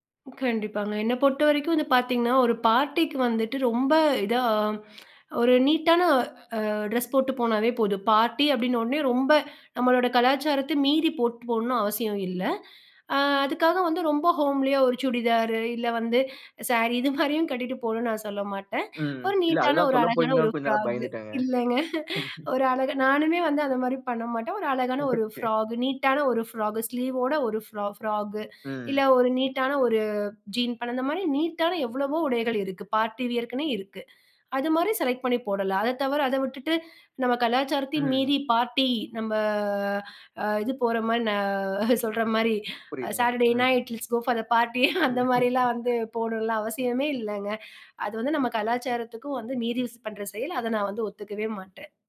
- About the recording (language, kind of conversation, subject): Tamil, podcast, மற்றோரின் கருத்து உன் உடைத் தேர்வை பாதிக்குமா?
- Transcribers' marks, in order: in English: "பார்ட்டி"; tsk; put-on voice: "ட்ரெஸ்"; inhale; inhale; in English: "ஹோம்லி"; put-on voice: "சுடிதார்"; inhale; put-on voice: "சாரி"; afraid: "ம். இல்ல அதுதான் சொல்லப்போறீங்களோ கொஞ்சம் நேரம் பயந்துட்டேங்க"; inhale; put-on voice: "ஃப்ராக்"; laughing while speaking: "இல்லங்க"; unintelligible speech; laughing while speaking: "ஒகே"; in English: "ஸ்லீவ்"; "ஜீன்ஸ்" said as "ஜீன்"; inhale; in English: "செலக்ட்"; inhale; drawn out: "நம்ப"; drawn out: "ஆ"; in English: "சாட்டர்டே நைட் லெட்ஸ் கோஃபார் பார்ட்டி"; chuckle; inhale; put-on voice: "யூஸ்"